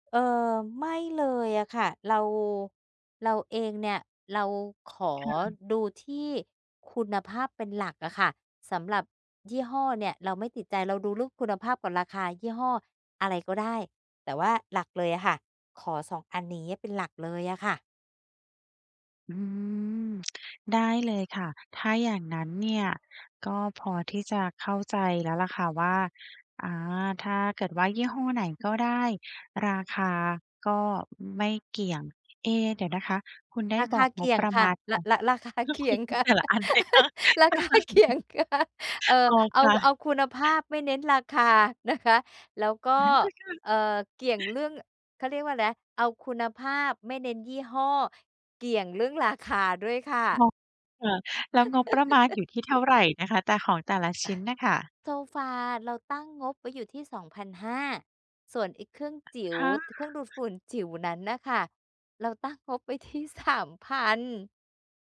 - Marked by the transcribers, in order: laughing while speaking: "ราคาเคี่ยงค่ะ ราคาเกี่ยงค่ะ"; laughing while speaking: "ก็คือแต่ละอัน ใช่"; chuckle; unintelligible speech; giggle; other noise; tapping; laughing while speaking: "สามพัน"
- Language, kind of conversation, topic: Thai, advice, จะหาสินค้าออนไลน์คุณภาพดีในราคาคุ้มค่าได้อย่างไร?